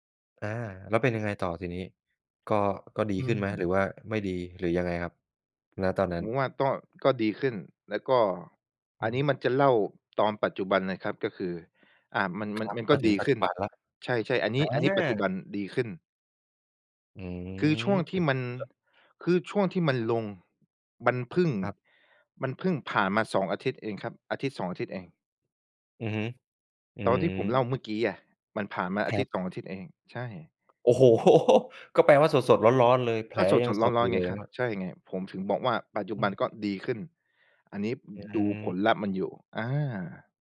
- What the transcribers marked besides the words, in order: unintelligible speech; laughing while speaking: "โอ้โฮ"; tapping
- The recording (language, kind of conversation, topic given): Thai, podcast, ทำยังไงถึงจะหาแรงจูงใจได้เมื่อรู้สึกท้อ?